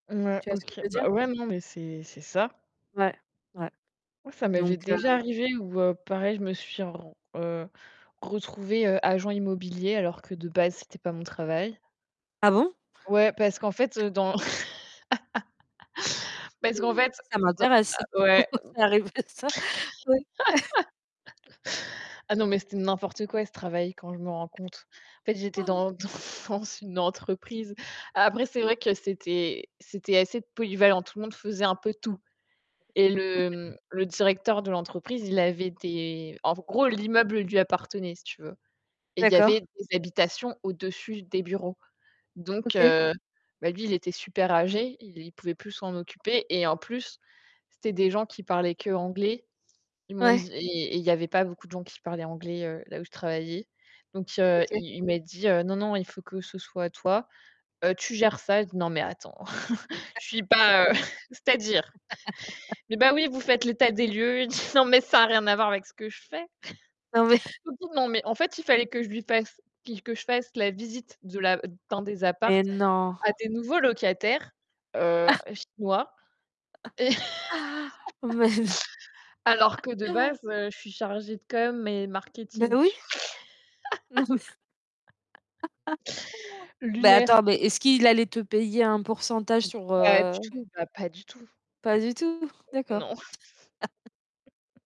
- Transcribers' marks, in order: distorted speech; static; tapping; other background noise; laugh; laughing while speaking: "pourquoi c'est arrivé ça ?"; laugh; chuckle; gasp; laughing while speaking: "dans"; unintelligible speech; laugh; chuckle; laughing while speaking: "mais"; background speech; chuckle; laugh; chuckle; laughing while speaking: "Mais non"; laugh; laughing while speaking: "Non mais"; laugh; laugh; chuckle
- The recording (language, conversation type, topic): French, unstructured, Que ferais-tu si l’on te refusait une augmentation que tu estimes méritée ?